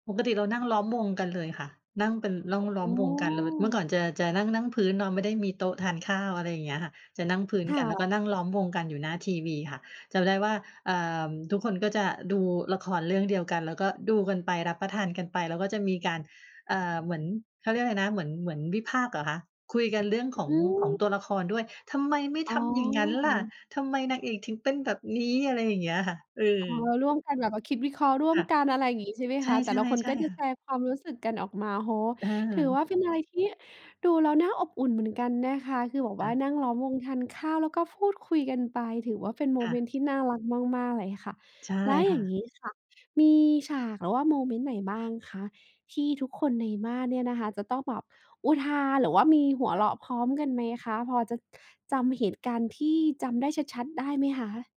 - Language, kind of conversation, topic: Thai, podcast, บรรยากาศตอนนั่งดูละครช่วงเย็นกับครอบครัวที่บ้านเป็นยังไงบ้าง?
- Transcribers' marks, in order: none